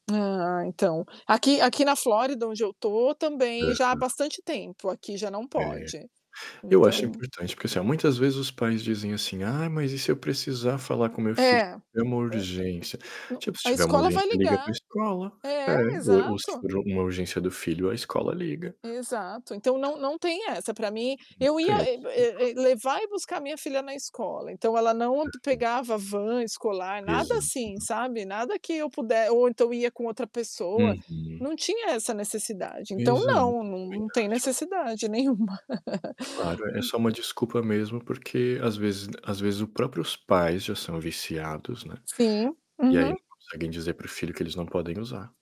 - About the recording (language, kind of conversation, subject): Portuguese, unstructured, O uso de redes sociais deve ser discutido nas escolas ou considerado um assunto privado?
- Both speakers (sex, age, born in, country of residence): female, 40-44, Brazil, United States; male, 30-34, Brazil, Portugal
- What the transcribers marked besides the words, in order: distorted speech; tapping; other background noise; laugh